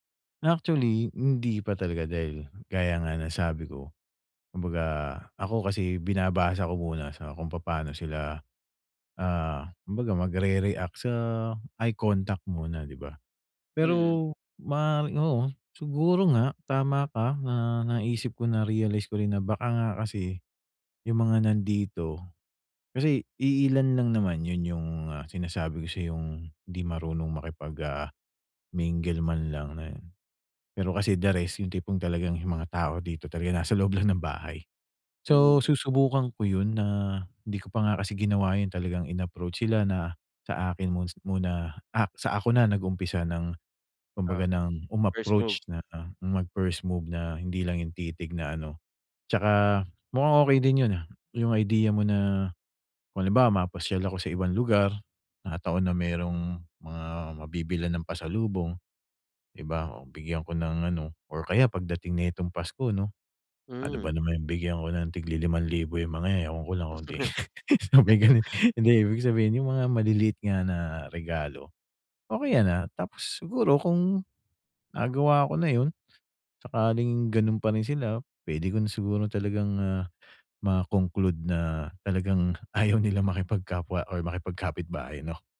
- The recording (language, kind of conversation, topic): Filipino, advice, Paano ako makagagawa ng makabuluhang ambag sa komunidad?
- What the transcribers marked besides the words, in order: giggle; laughing while speaking: "sabay gano'n"